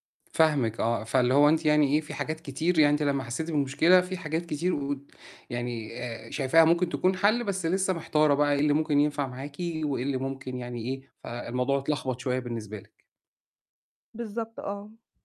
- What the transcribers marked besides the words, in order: tapping
- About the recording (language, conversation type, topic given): Arabic, advice, إزاي أفرق بين اللي أنا عايزه بجد وبين اللي ضروري؟